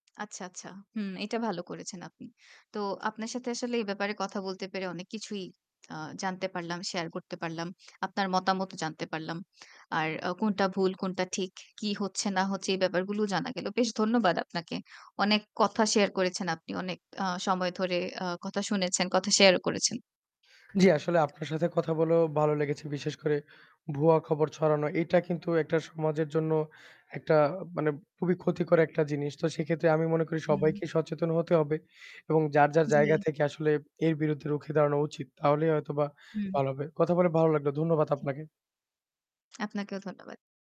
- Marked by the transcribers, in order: tapping; "গুলোও" said as "গুলুও"; other background noise; static
- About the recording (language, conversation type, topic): Bengali, podcast, আপনি কীভাবে ভুয়া খবর শনাক্ত করেন এবং এড়িয়ে চলেন?
- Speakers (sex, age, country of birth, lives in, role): female, 25-29, Bangladesh, Bangladesh, host; male, 25-29, Bangladesh, Bangladesh, guest